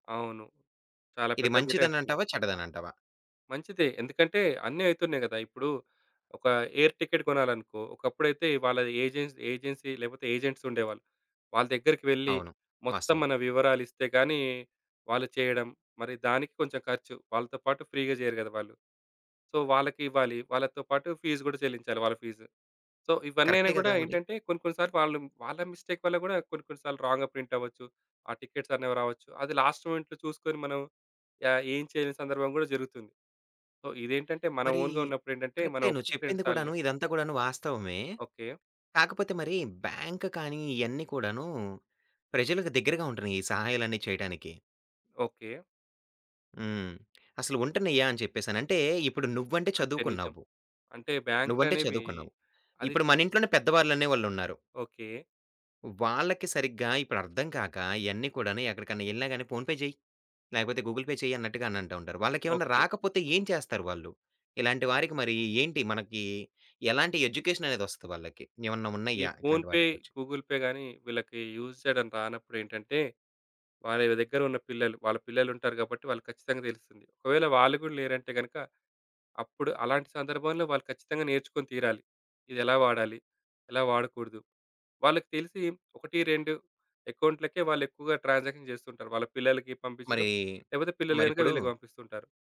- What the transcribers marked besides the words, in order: in English: "ఎయిర్ టికెట్"; in English: "ఏజెన్సీ ఏజెన్సీ"; in English: "ఫ్రీ‌గా"; in English: "సో"; in English: "ఫీస్"; in English: "సో"; in English: "మిస్టేక్"; in English: "రాంగ్‌గా"; in English: "లాస్ట్ మొమెంట్‌లో"; in English: "సో"; in English: "ఓన్‌గా"; in English: "బ్యాంక్"; in English: "ఫోన్ పే"; in English: "గూగుల్ పే"; in English: "ఎడ్యుకేషన్"; in English: "ఫోన్ పే, గూగుల్ పే"; in English: "యూజ్"; in English: "ట్రాన్సాక్షన్"
- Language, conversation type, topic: Telugu, podcast, డిజిటల్ చెల్లింపులు పూర్తిగా అమలులోకి వస్తే మన జీవితం ఎలా మారుతుందని మీరు భావిస్తున్నారు?